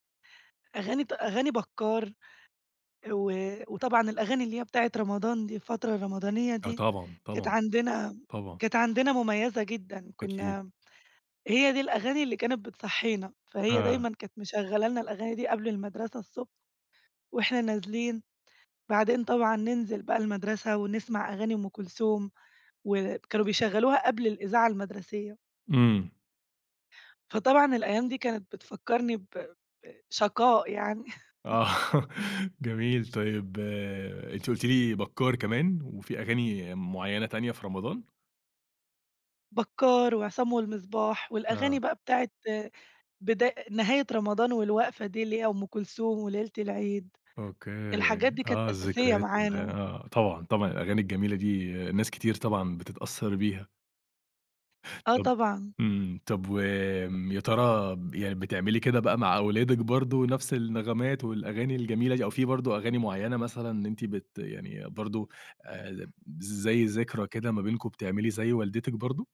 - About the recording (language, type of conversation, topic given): Arabic, podcast, إيه هي الأغاني اللي بتربطها بذكريات العيلة؟
- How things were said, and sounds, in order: chuckle; laughing while speaking: "آه"